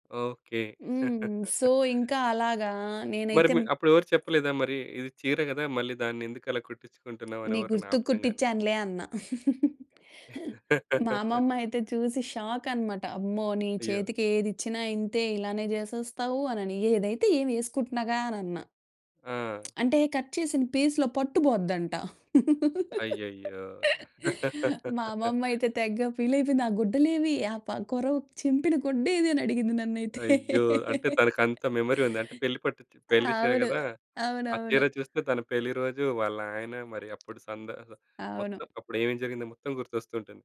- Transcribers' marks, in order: chuckle; in English: "సో"; tapping; chuckle; laugh; in English: "షాక్"; other background noise; in English: "కట్"; in English: "పీస్‌లో"; laugh; in English: "మెమరీ"; laugh
- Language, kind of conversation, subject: Telugu, podcast, మీ ఇంట్లో ఉన్న ఏదైనా వస్తువు మీ వంశం గత కథను చెబుతుందా?